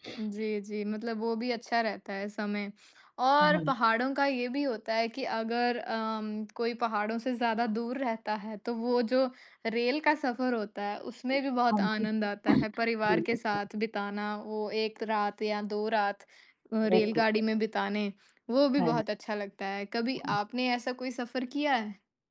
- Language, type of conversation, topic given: Hindi, unstructured, आप गर्मी की छुट्टियाँ पहाड़ों पर बिताना पसंद करेंगे या समुद्र तट पर?
- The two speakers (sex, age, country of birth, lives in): female, 20-24, India, United States; female, 50-54, India, United States
- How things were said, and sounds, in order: other background noise; unintelligible speech